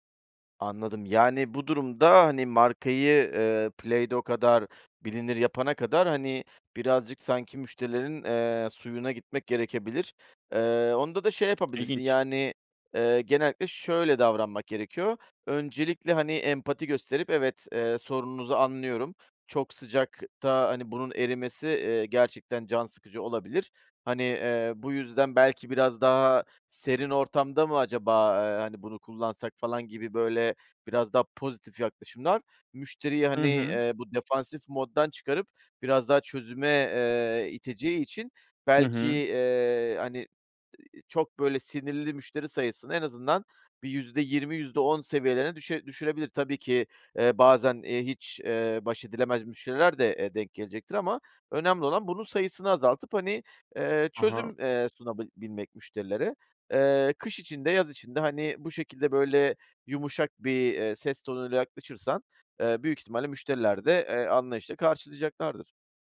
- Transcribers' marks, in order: other background noise
- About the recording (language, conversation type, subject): Turkish, advice, Müşteri şikayetleriyle başa çıkmakta zorlanıp moralim bozulduğunda ne yapabilirim?